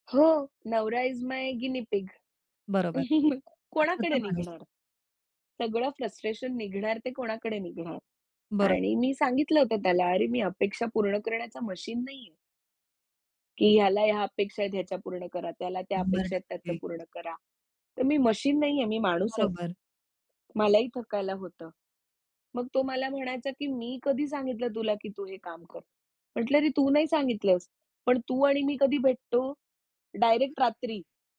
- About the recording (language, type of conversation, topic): Marathi, podcast, कुटुंबाच्या अपेक्षांना सामोरे जाताना तू काय करशील?
- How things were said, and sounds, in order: in English: "इस माय गिनी पिग"; chuckle; other background noise; tapping